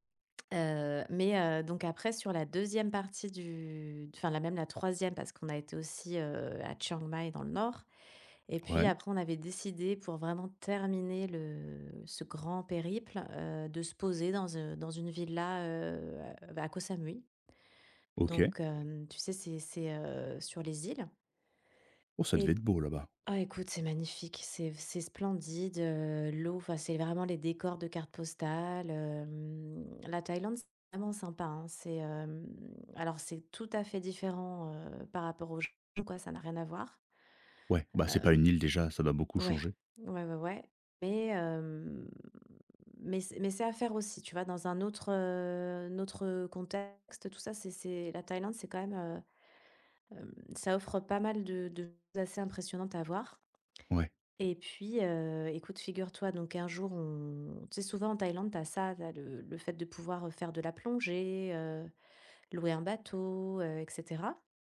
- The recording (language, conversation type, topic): French, podcast, Peux-tu me raconter une rencontre inattendue avec un animal sauvage ?
- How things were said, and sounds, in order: stressed: "terminer"; drawn out: "hem"